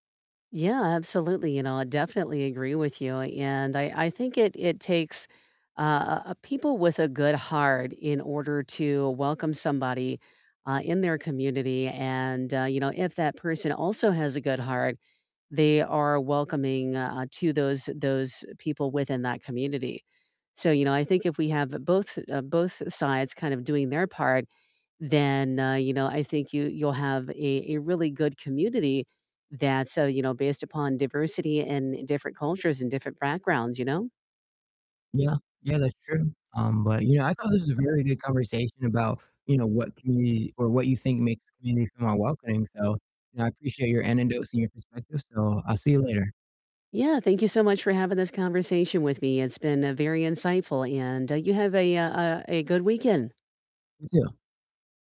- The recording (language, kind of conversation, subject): English, unstructured, What makes a community feel welcoming to everyone?
- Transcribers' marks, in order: distorted speech